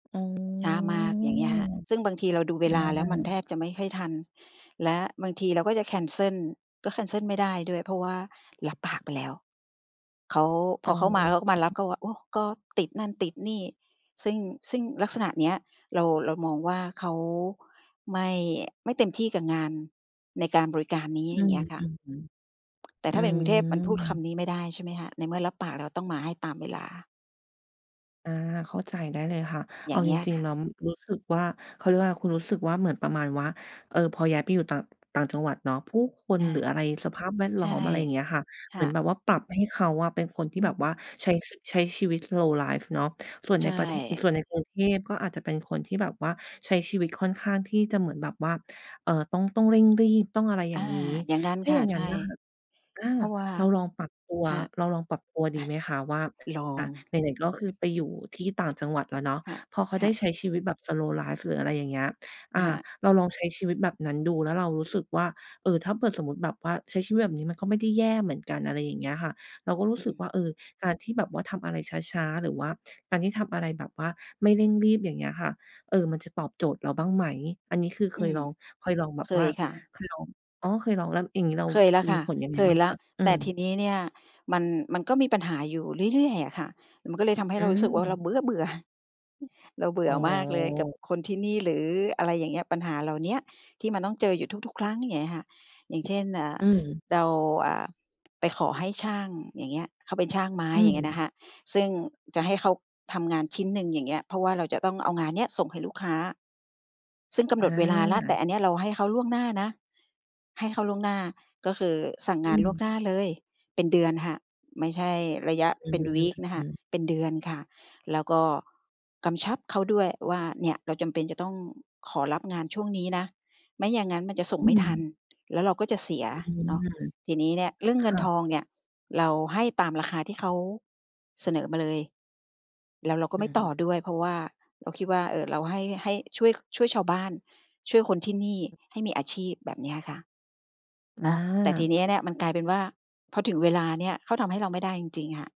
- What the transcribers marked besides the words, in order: tapping; drawn out: "อ๋อ"; other background noise; in English: "วีก"
- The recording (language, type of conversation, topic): Thai, advice, ทำอย่างไรดีเมื่อรู้สึกเบื่อกิจวัตรแต่ไม่รู้จะเริ่มหาความหมายในชีวิตจากตรงไหน?